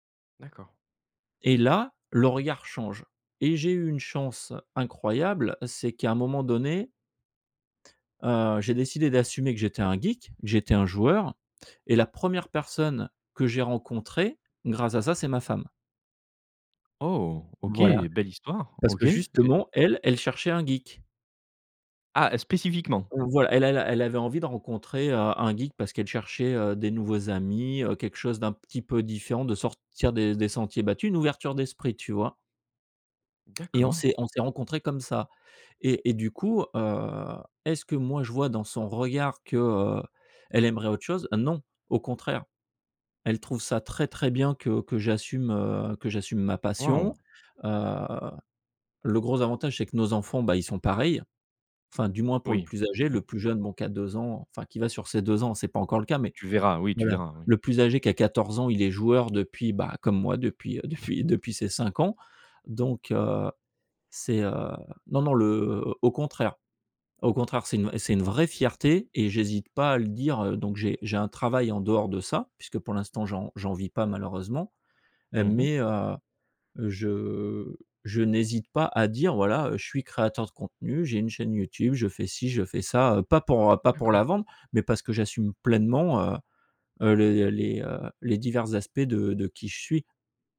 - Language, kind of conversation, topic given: French, podcast, Comment rester authentique lorsque vous exposez votre travail ?
- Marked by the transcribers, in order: stressed: "Et là"; surprised: "Oh ! OK"; other background noise; drawn out: "je"